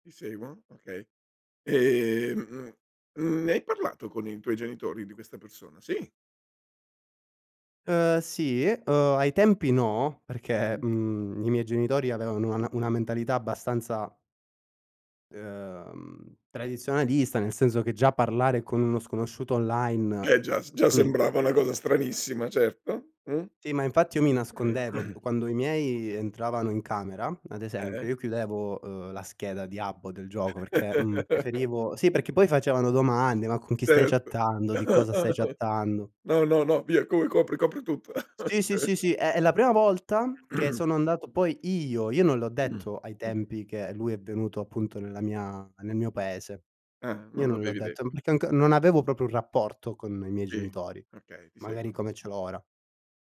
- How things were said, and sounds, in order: throat clearing; laugh; laugh; laughing while speaking: "Ok"; throat clearing; throat clearing
- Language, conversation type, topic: Italian, podcast, Che cosa ti ha insegnato un mentore importante?